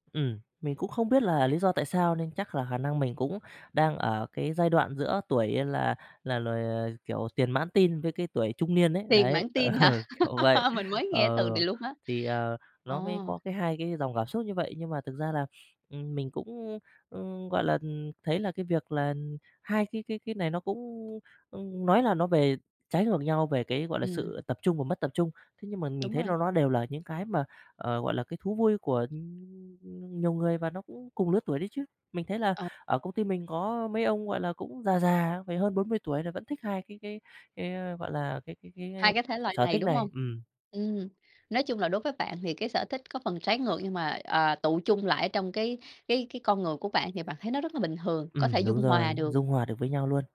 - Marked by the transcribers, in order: tapping; laughing while speaking: "Ờ"; laugh; other background noise; drawn out: "ưm"
- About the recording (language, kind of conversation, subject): Vietnamese, podcast, Sở thích nào giúp bạn thư giãn nhất?